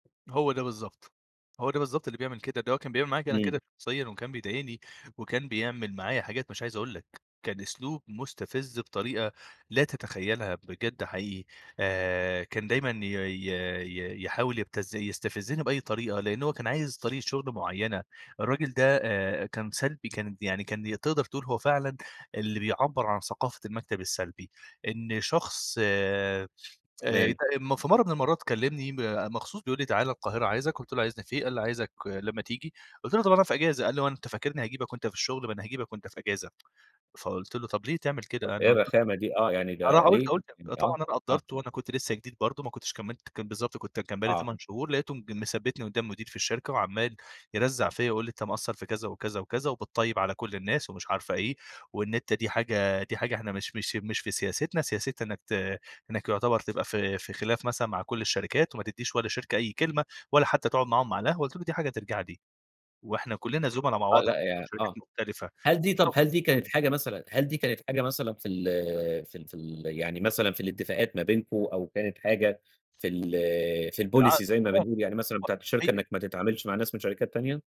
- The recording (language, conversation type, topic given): Arabic, podcast, إزاي بتتعامل مع ثقافة المكتب السلبية؟
- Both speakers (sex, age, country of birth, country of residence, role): male, 25-29, Egypt, Egypt, guest; male, 30-34, Egypt, Egypt, host
- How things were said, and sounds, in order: unintelligible speech; unintelligible speech; unintelligible speech; in English: "الpolicy"; unintelligible speech